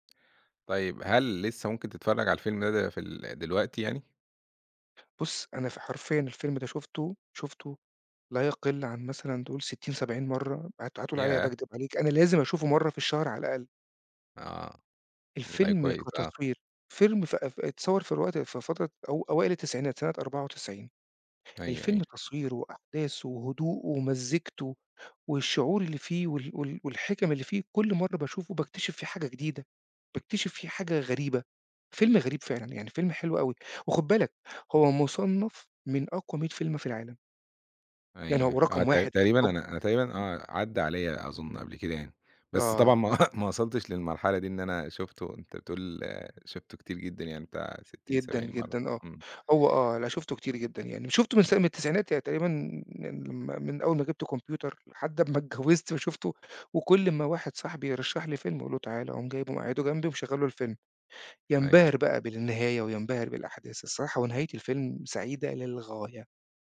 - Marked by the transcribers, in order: in English: "الtop"; chuckle
- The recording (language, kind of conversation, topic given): Arabic, podcast, إيه أكتر فيلم من طفولتك بتحب تفتكره، وليه؟